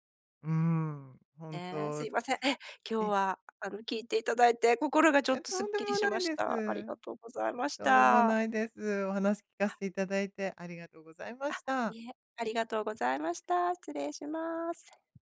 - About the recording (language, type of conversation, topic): Japanese, advice, 失恋のあと、新しい恋を始めるのが不安なときはどうしたらいいですか？
- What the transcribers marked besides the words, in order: other noise